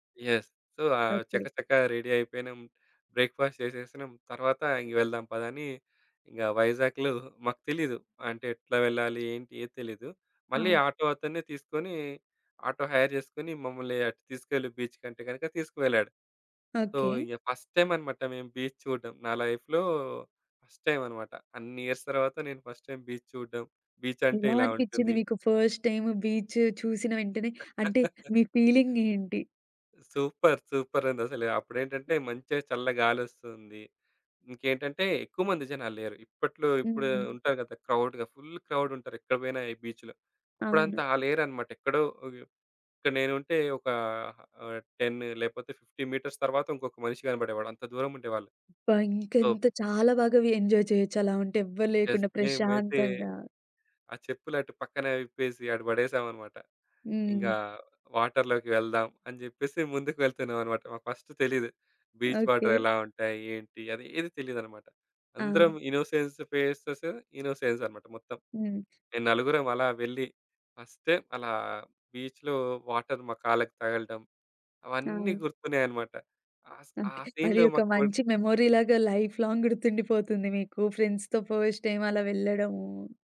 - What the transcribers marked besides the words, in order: in English: "యెస్! సో"; in English: "రెడీ"; in English: "బ్రేక్‌ఫాస్ట్"; other background noise; in English: "హైర్"; in English: "సో"; in English: "ఫస్ట్"; in English: "బీచ్"; in English: "లైఫ్‌లో ఫస్ట్"; in English: "ఇయర్స్"; in English: "ఫస్ట్"; in English: "బీచ్"; in English: "ఫస్ట్"; chuckle; in English: "సూపర్!"; in English: "క్రౌడ్‌గా, ఫుల్"; in English: "టెన్"; in English: "ఫిఫ్టీ మీటర్స్"; in English: "ఎంజాయ్"; in English: "యెస్!"; in English: "బీచ్"; tapping; in English: "ఇన్నోసెన్స్ ఫేసెస్"; in English: "బీచ్‌లో వాటర్"; in English: "సీన్‌లో"; in English: "మెమోరీ"; in English: "లైఫ్ లాంగ్"; in English: "ఫస్ట్"; drawn out: "వెళ్ళడము"
- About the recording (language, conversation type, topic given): Telugu, podcast, మీకు గుర్తుండిపోయిన ఒక జ్ఞాపకాన్ని చెప్పగలరా?